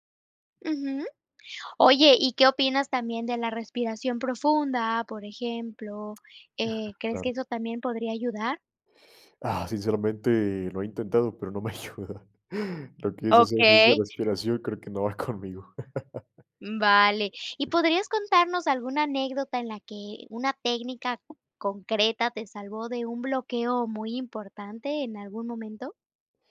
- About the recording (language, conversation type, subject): Spanish, podcast, ¿Qué técnicas usas para salir de un bloqueo mental?
- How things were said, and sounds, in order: other noise; chuckle; chuckle; laughing while speaking: "no va conmigo"; tapping